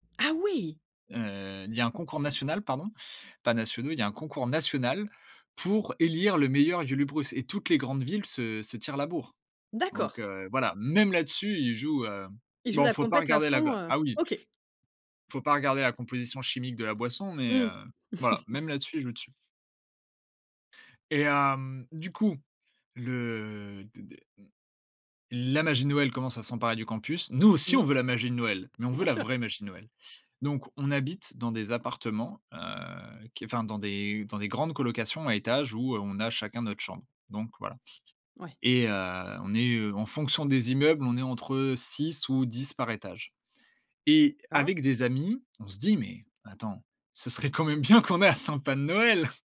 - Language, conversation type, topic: French, podcast, Quelle mésaventure te fait encore rire aujourd’hui ?
- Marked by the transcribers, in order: surprised: "Ah oui !"; in Norwegian Bokmål: "Julebrus"; stressed: "Même"; "compétition" said as "compét"; chuckle; stressed: "Nous aussi"; laughing while speaking: "ce serait quand même bien qu'on ait un sapin de noël !"